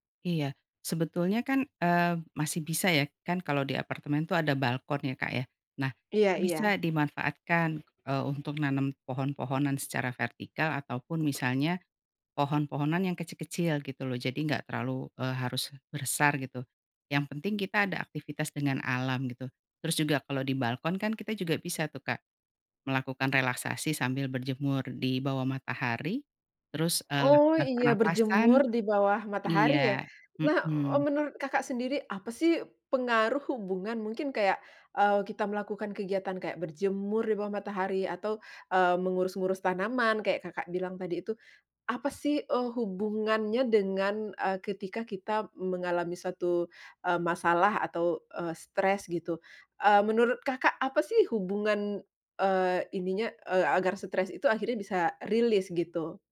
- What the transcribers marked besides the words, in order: other background noise; "besar" said as "bersar"; in English: "release"
- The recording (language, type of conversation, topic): Indonesian, podcast, Tips mengurangi stres lewat kegiatan sederhana di alam